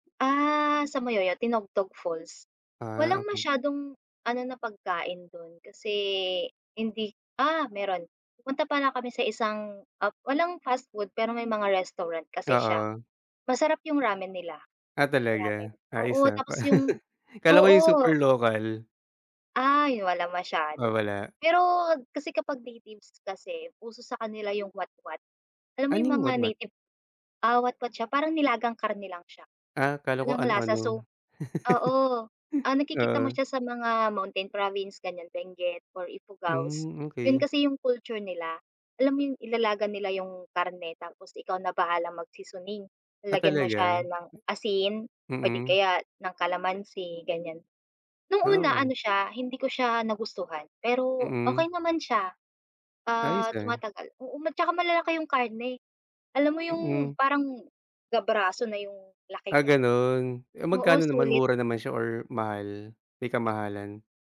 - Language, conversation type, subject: Filipino, unstructured, May napuntahan ka na bang lugar na akala mo ay hindi mo magugustuhan, pero sa huli ay nagustuhan mo rin?
- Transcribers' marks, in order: chuckle; other background noise; tapping